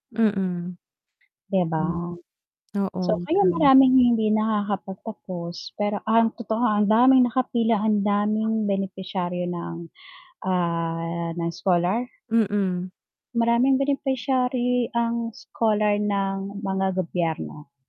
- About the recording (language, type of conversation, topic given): Filipino, unstructured, Bakit mahalaga sa iyo na lahat ng bata ay magkaroon ng pagkakataong makapag-aral?
- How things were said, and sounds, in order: static